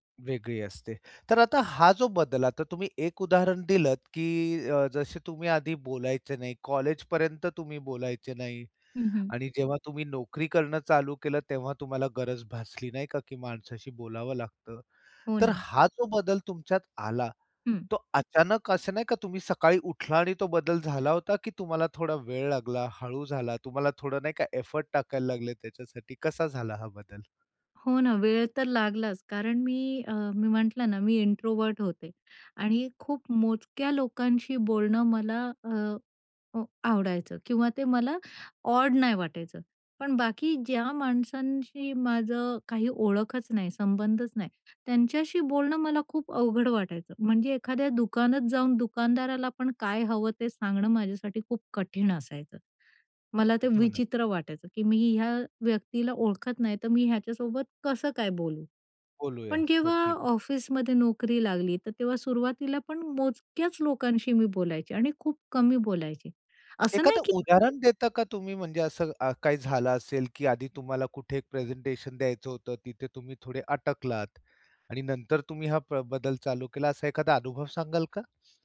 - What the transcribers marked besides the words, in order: in English: "एफर्ट"; other background noise; in English: "इंट्रोव्हर्ट"; tapping; other noise
- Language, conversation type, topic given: Marathi, podcast, तुझा स्टाइल कसा बदलला आहे, सांगशील का?